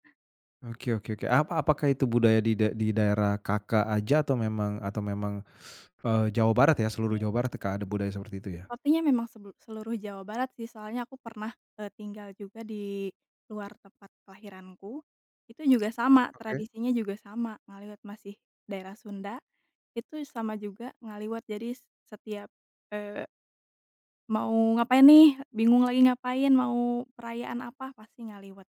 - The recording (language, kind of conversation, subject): Indonesian, podcast, Adakah makanan lokal yang membuat kamu jatuh cinta?
- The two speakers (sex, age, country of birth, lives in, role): female, 30-34, Indonesia, Indonesia, guest; male, 35-39, Indonesia, Indonesia, host
- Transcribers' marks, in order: teeth sucking